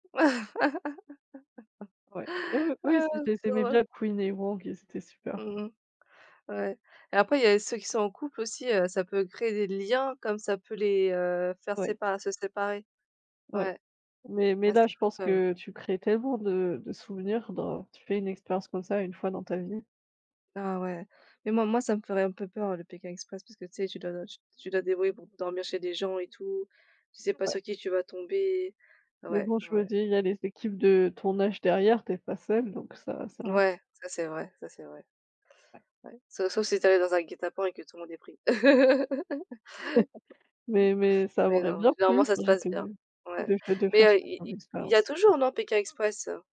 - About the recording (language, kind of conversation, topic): French, unstructured, Qu’est-ce qui te rend heureux quand tu découvres un nouvel endroit ?
- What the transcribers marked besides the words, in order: laugh; chuckle; laugh